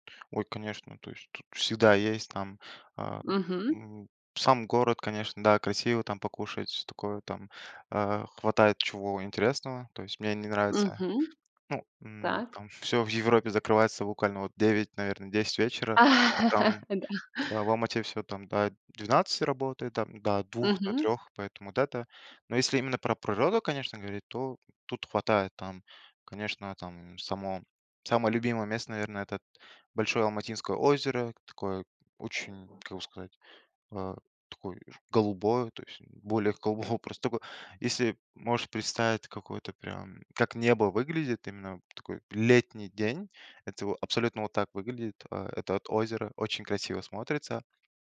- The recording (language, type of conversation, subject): Russian, podcast, Почему для вас важно ваше любимое место на природе?
- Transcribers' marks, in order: tapping; other background noise; laugh; laughing while speaking: "Да"; door